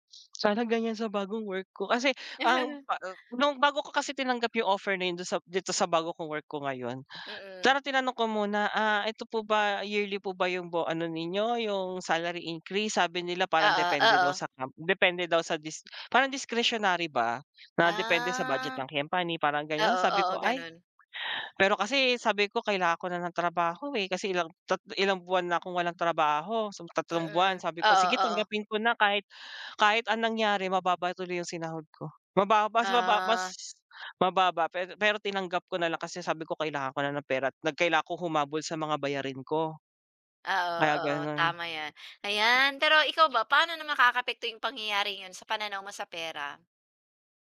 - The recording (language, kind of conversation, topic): Filipino, unstructured, Ano ang pinakanakakagulat na nangyari sa’yo dahil sa pera?
- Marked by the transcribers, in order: chuckle; in English: "salary increase?"; in English: "discretionary"; drawn out: "Ah"; tapping